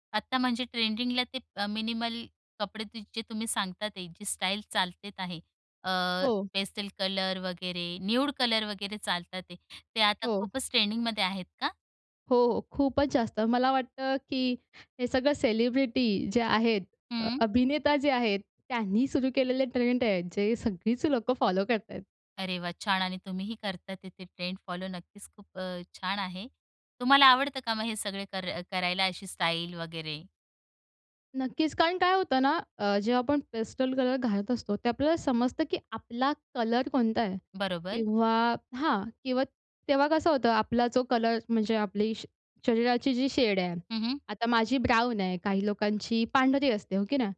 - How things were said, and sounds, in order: in English: "मिनिमल"; in English: "सेलिब्रिटी"; in English: "फॉलो"; in English: "फॉलो"; in English: "ब्राउन"
- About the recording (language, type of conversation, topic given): Marathi, podcast, तुम्ही स्वतःची स्टाईल ठरवताना साधी-सरळ ठेवायची की रंगीबेरंगी, हे कसे ठरवता?